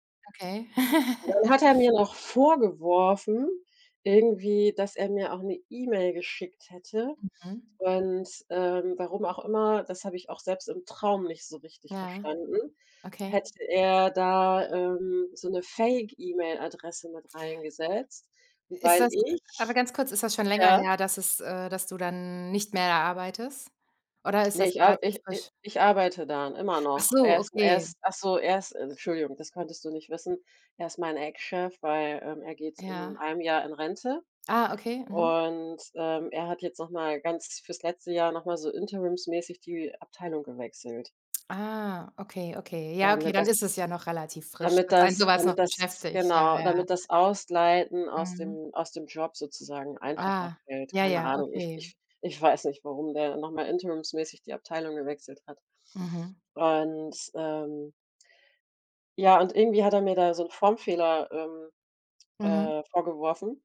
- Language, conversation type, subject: German, unstructured, Welche Rolle spielen Träume bei der Erkundung des Unbekannten?
- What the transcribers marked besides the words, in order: chuckle; other background noise